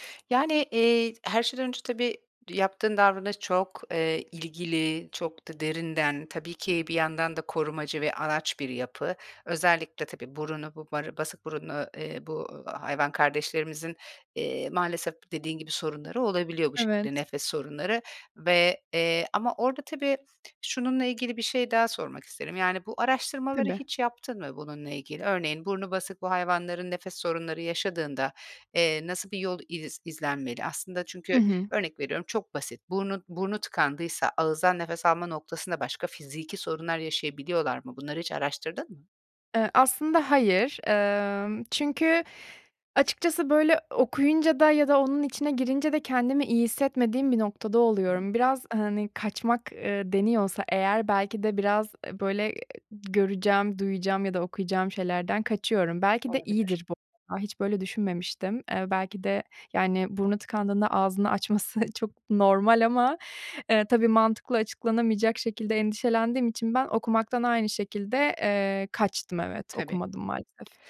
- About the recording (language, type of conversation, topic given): Turkish, advice, Anksiyete ataklarıyla başa çıkmak için neler yapıyorsunuz?
- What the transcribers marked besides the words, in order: other background noise; unintelligible speech